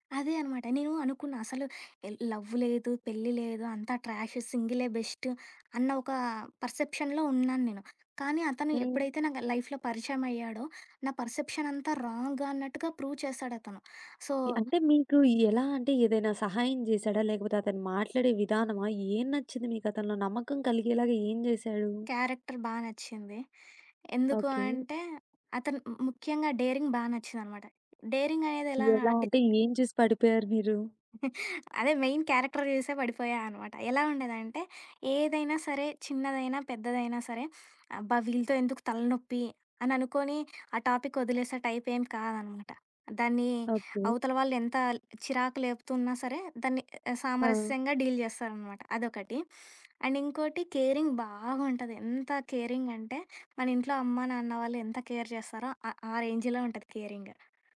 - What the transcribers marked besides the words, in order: in English: "పర్సెప్షన్‌లో"; in English: "లైఫ్‌లో"; in English: "పర్సెప్షన్"; in English: "ప్రూవ్"; tapping; in English: "సో"; in English: "క్యారెక్టర్"; in English: "డేరింగ్"; giggle; in English: "మెయిన్ క్యారెక్టర్"; in English: "టాపిక్"; in English: "డీల్"; sniff; in English: "అండ్"; in English: "కేరింగ్"; in English: "కేర్"
- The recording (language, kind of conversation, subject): Telugu, podcast, మీ వివాహ దినాన్ని మీరు ఎలా గుర్తుంచుకున్నారు?